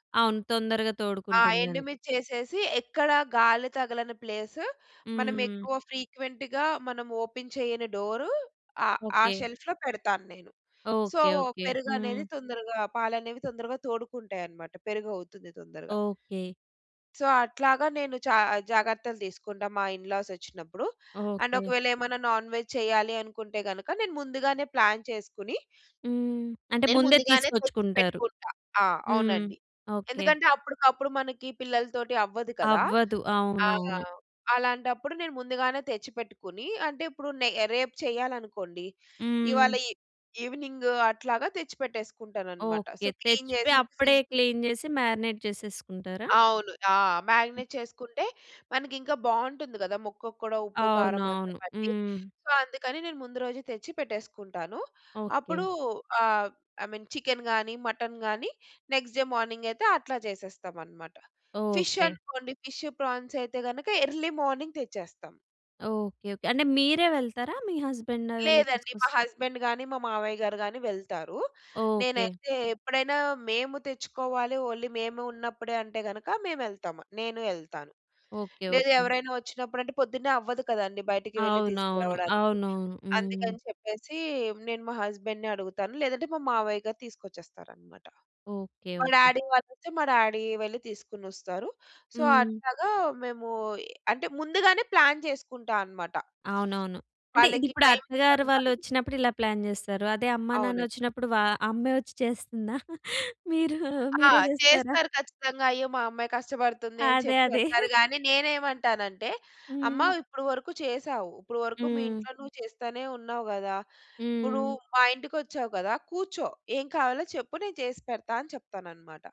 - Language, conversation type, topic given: Telugu, podcast, అతిథులు వచ్చినప్పుడు ఇంటి సన్నాహకాలు ఎలా చేస్తారు?
- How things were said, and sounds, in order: in English: "ప్లేస్"; in English: "ఫ్రీక్వెంట్‌గా"; in English: "ఓపెన్"; in English: "డోర్"; in English: "షెల్ఫ్‌లో"; in English: "సో"; in English: "సో"; in English: "ఇన్‌లాస్"; in English: "అండ్"; in English: "నాన్ వెజ్"; in English: "ప్లాన్"; in English: "ఇ ఈవెనింగ్"; in English: "సో, క్లీన్"; in English: "ఫ్రిడ్జ్"; in English: "క్లీన్"; in English: "మారినేట్"; in English: "సో"; in English: "ఐమీన్ చికెన్"; in English: "మటన్"; in English: "నెక్స్ట్ డే మార్నింగ్"; in English: "ఫిష్"; in English: "ఫిష్, ప్రాన్స్"; in English: "ఎర్లీ మార్నింగ్"; in English: "హస్బండ్"; in English: "హస్బండ్"; in English: "ఓన్లీ"; in English: "హస్బండ్‌ని"; in English: "డాడీ"; in English: "డాడీయే"; in English: "సో"; in English: "ప్లాన్"; lip smack; other background noise; in English: "ప్లాన్"; laughing while speaking: "చేస్తందా? మీరు మీరే చేస్తారా?"; tapping; chuckle